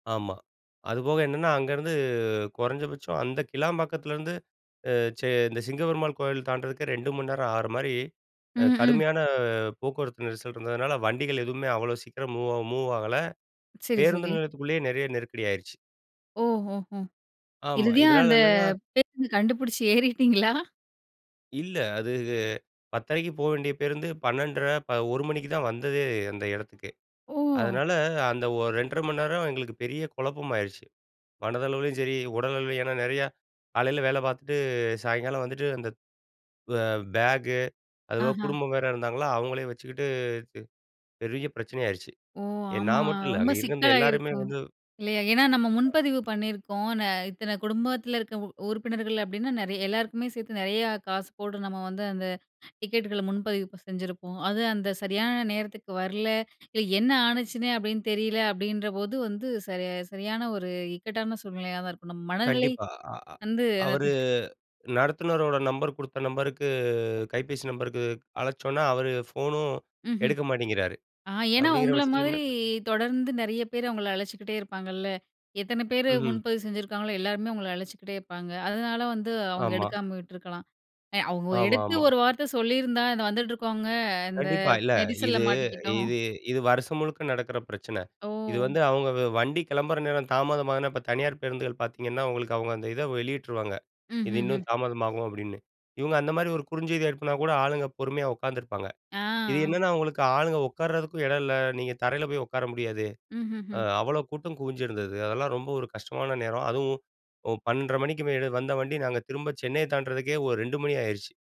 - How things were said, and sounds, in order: in English: "மூவ் மூவ்"; laughing while speaking: "கண்டுபிடிச்சு ஏறிட்டீங்களா?"; other noise; chuckle
- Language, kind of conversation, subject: Tamil, podcast, அடுத்த பேருந்து அல்லது ரயில் கிடைக்காமல் இரவு கழித்த அனுபவம் உண்டா?